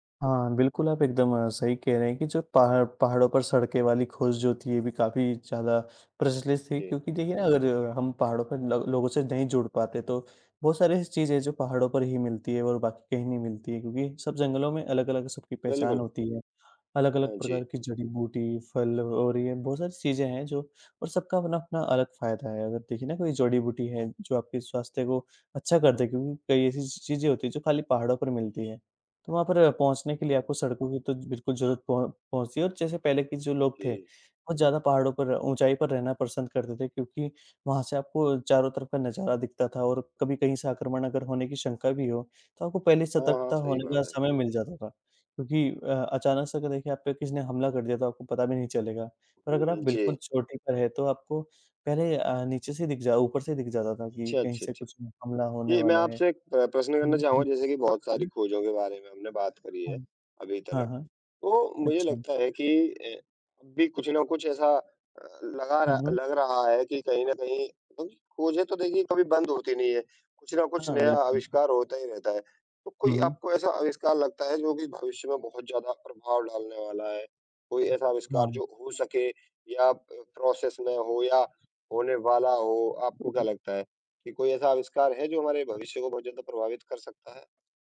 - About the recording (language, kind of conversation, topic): Hindi, unstructured, पुराने समय की कौन-सी ऐसी खोज थी जिसने लोगों का जीवन बदल दिया?
- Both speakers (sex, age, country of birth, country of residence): male, 20-24, India, India; male, 35-39, India, India
- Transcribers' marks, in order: horn; unintelligible speech; other background noise; in English: "प्रोसेस"